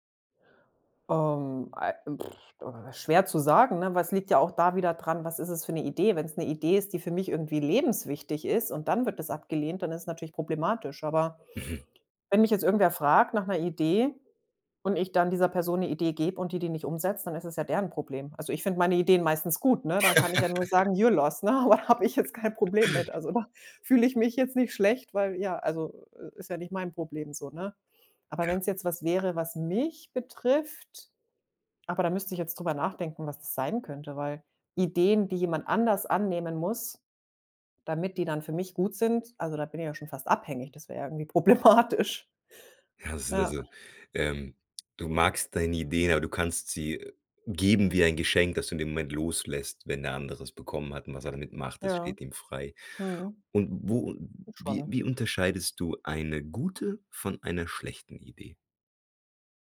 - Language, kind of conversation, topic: German, podcast, Wie entsteht bei dir normalerweise die erste Idee?
- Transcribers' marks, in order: other noise; laugh; laughing while speaking: "ne? Aber"; laughing while speaking: "da"; laughing while speaking: "problematisch"